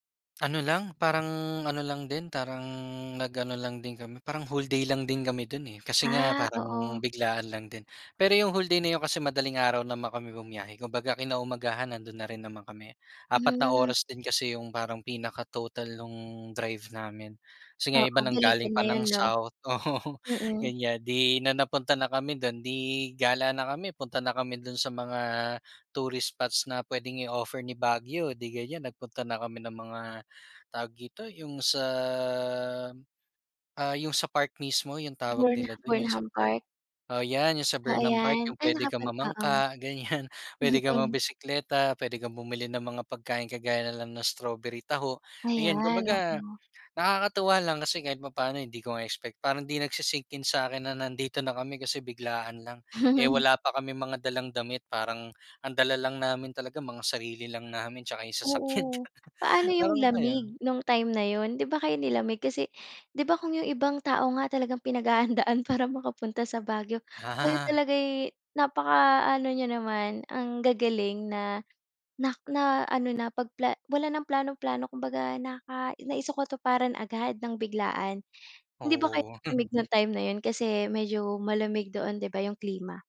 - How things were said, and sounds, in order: chuckle; laughing while speaking: "gan'yan"; chuckle; laughing while speaking: "sasakyan"; other background noise; chuckle
- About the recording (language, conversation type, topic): Filipino, podcast, Maaari mo bang ikuwento ang paborito mong biyahe?